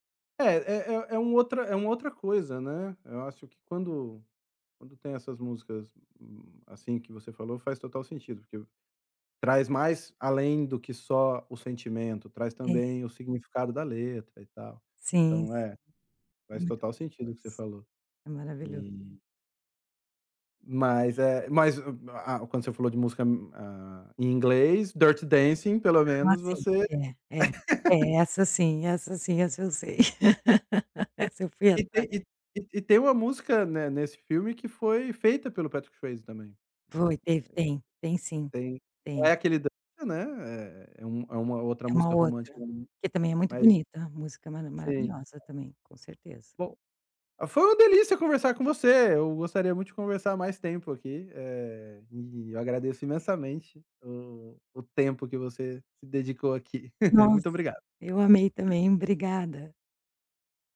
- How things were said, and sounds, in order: other background noise; laugh; laugh; laughing while speaking: "Essa eu fui atrás"; tapping; chuckle
- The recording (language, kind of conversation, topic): Portuguese, podcast, De que forma uma novela, um filme ou um programa influenciou as suas descobertas musicais?